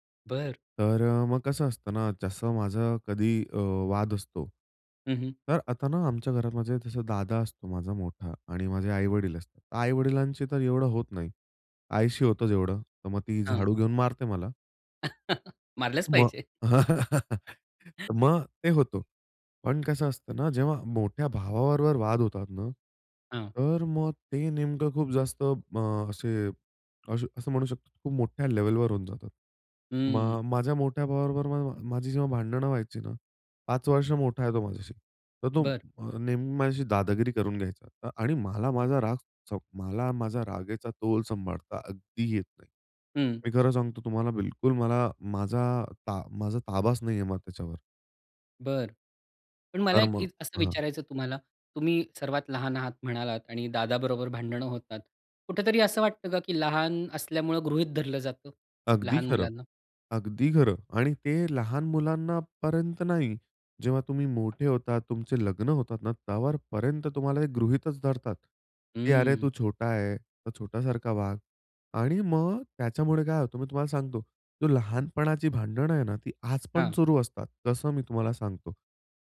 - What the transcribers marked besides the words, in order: chuckle; laugh; unintelligible speech; in English: "लेव्हलवर"; drawn out: "हम्म"
- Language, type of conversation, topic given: Marathi, podcast, भांडणानंतर घरातलं नातं पुन्हा कसं मजबूत करतोस?